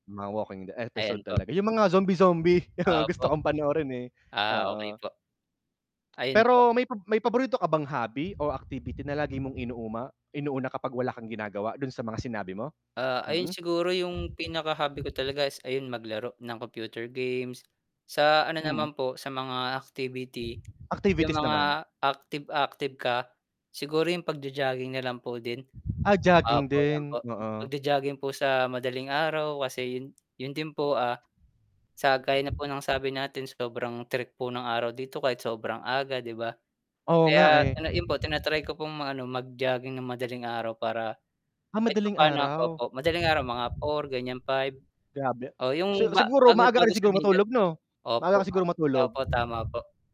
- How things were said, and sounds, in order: tapping; static; chuckle; wind; distorted speech
- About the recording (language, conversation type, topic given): Filipino, unstructured, Ano ang madalas mong gawin kapag may libreng oras ka?